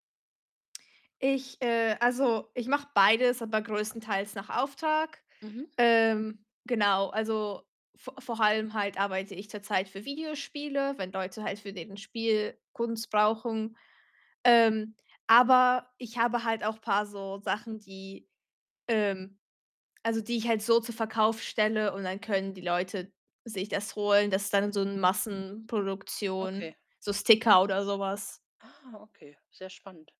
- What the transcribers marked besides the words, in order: other background noise
- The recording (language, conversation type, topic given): German, podcast, Wie gehst du mit kreativen Blockaden um?